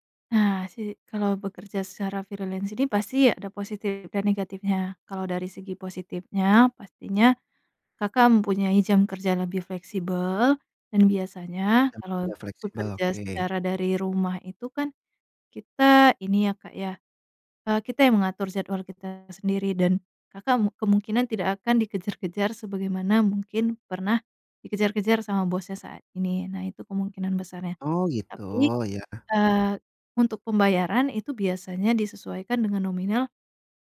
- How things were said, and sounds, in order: in English: "freelance"
- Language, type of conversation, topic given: Indonesian, advice, Bagaimana cara memulai transisi karier ke pekerjaan yang lebih bermakna meski saya takut memulainya?